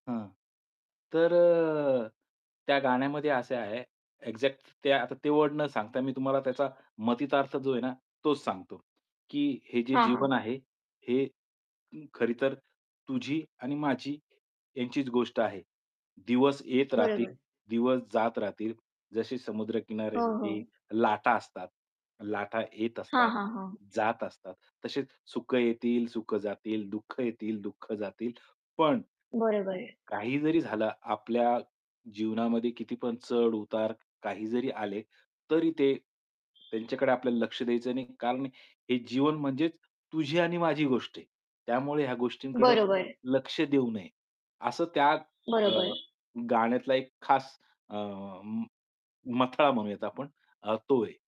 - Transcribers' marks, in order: other background noise; static; unintelligible speech; horn
- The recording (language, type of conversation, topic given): Marathi, podcast, तुमच्या प्रिय व्यक्तीशी जोडलेलं गाणं कोणतं आहे?